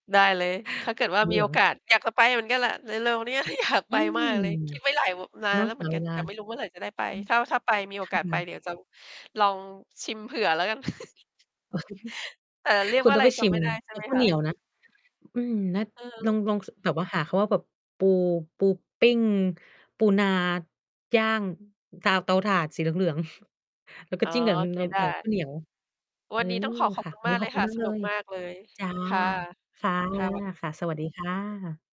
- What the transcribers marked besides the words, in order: other background noise; mechanical hum; laughing while speaking: "เนี้ย ก็อยาก"; distorted speech; chuckle; tapping; chuckle
- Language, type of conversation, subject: Thai, unstructured, บ้านเก่าหรือสถานที่เดิมที่คุณคิดถึงบ่อยที่สุดคือที่ไหน?